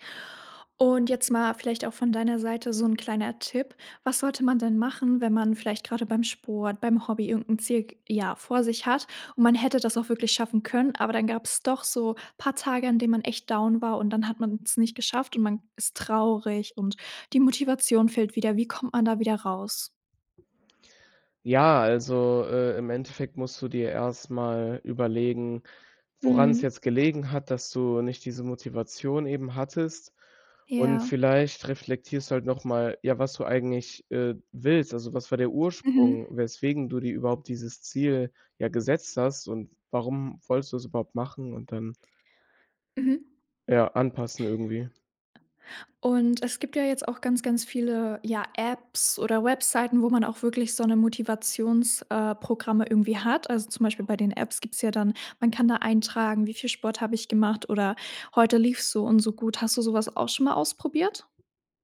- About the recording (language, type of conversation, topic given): German, podcast, Was tust du, wenn dir die Motivation fehlt?
- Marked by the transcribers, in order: none